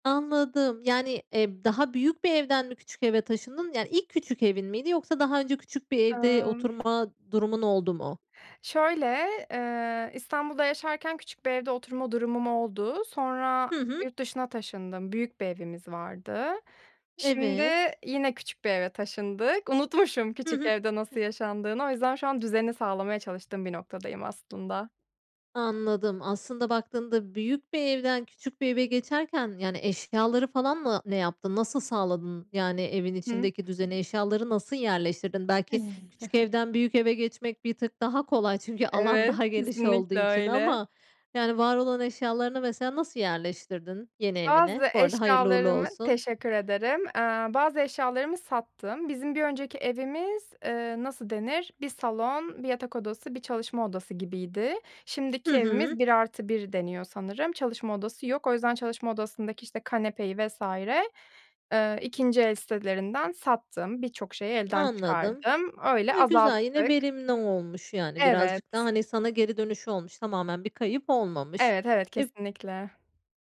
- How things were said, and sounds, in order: tapping; other background noise; other noise; chuckle; laughing while speaking: "daha"
- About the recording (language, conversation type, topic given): Turkish, podcast, Küçük evlerde düzeni nasıl sağlarsın?
- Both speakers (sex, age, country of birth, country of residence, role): female, 30-34, Turkey, Germany, guest; female, 35-39, Turkey, Spain, host